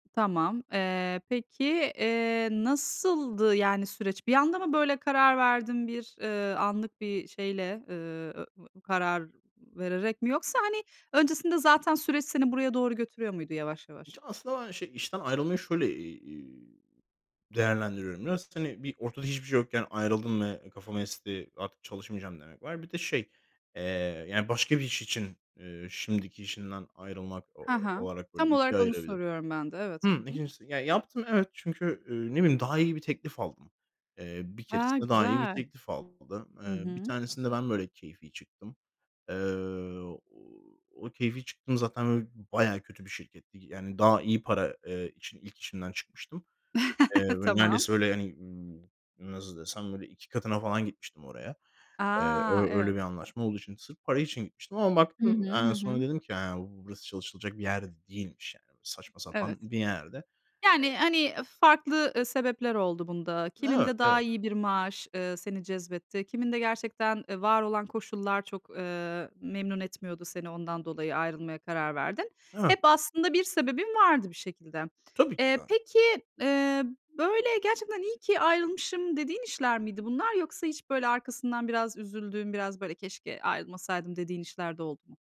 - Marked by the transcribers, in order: other background noise; chuckle; other noise; tapping
- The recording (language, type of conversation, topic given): Turkish, podcast, İşten ayrılmanın kimliğini nasıl etkilediğini düşünüyorsun?